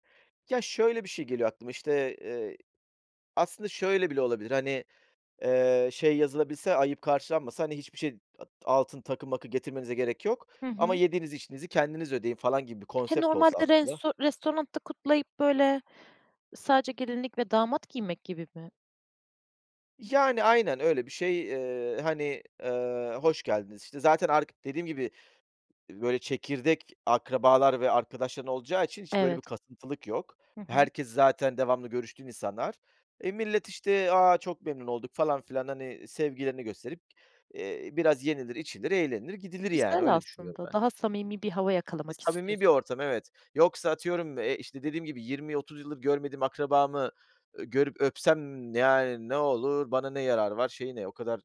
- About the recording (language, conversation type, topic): Turkish, podcast, Bir topluluk etkinliği düzenleyecek olsan, nasıl bir etkinlik planlardın?
- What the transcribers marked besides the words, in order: other background noise